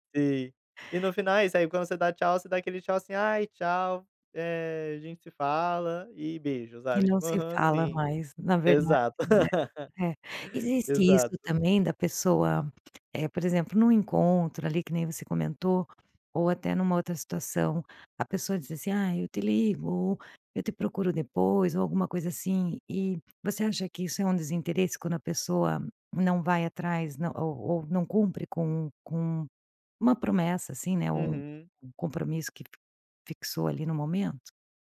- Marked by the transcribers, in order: laugh; other background noise
- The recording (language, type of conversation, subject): Portuguese, podcast, Como diferenciar, pela linguagem corporal, nervosismo de desinteresse?